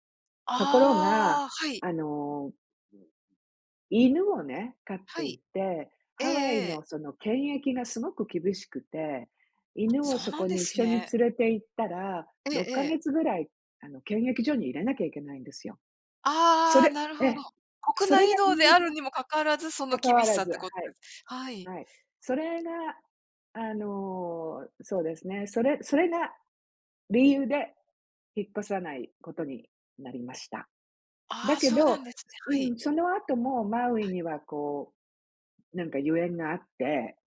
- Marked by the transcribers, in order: none
- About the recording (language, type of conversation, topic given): Japanese, unstructured, あなたにとって特別な思い出がある旅行先はどこですか？